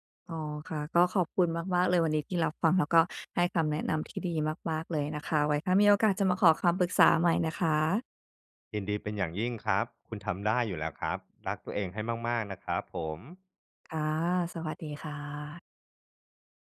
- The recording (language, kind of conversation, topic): Thai, advice, ฉันควรทำอย่างไรเมื่อรู้สึกว่าถูกมองข้ามและไม่ค่อยได้รับการยอมรับในที่ทำงานและในการประชุม?
- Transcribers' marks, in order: none